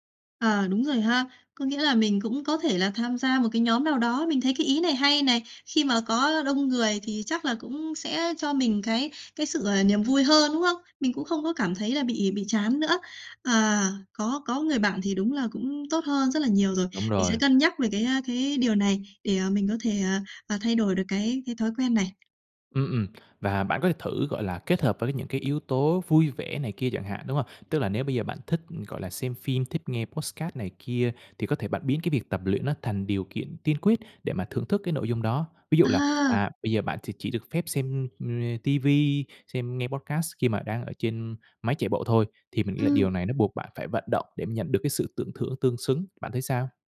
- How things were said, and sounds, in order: tapping; other background noise; in English: "podcast"; in English: "podcast"
- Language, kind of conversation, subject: Vietnamese, advice, Làm sao để lấy lại động lực tập luyện và không bỏ buổi vì chán?